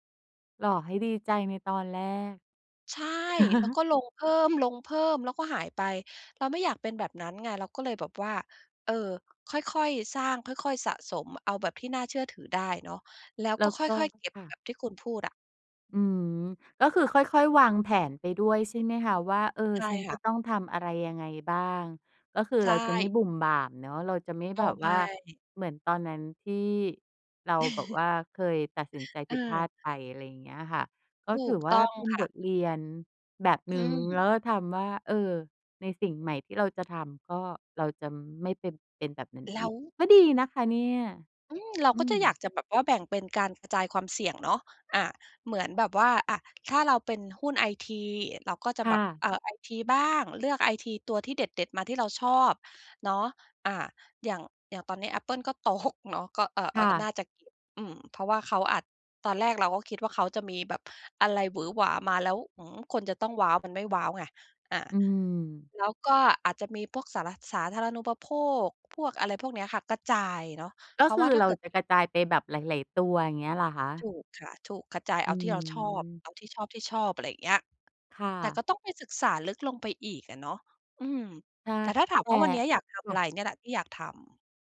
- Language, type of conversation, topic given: Thai, podcast, ถ้าคุณเริ่มเล่นหรือสร้างอะไรใหม่ๆ ได้ตั้งแต่วันนี้ คุณจะเลือกทำอะไร?
- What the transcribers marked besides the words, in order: chuckle; chuckle; tapping; laughing while speaking: "ตก"; unintelligible speech